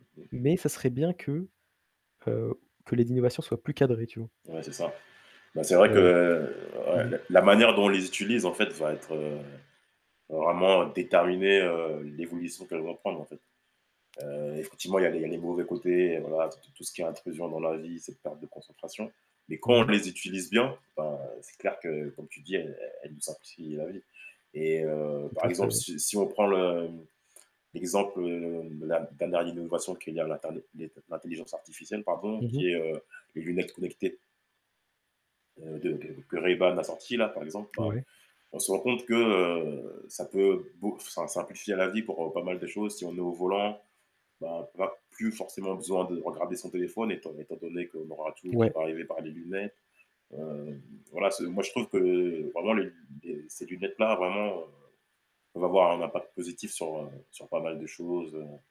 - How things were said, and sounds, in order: static; tapping
- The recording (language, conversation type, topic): French, unstructured, Les innovations rendent-elles la vie plus facile ou plus stressante ?
- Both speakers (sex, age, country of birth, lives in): male, 25-29, France, France; male, 45-49, France, France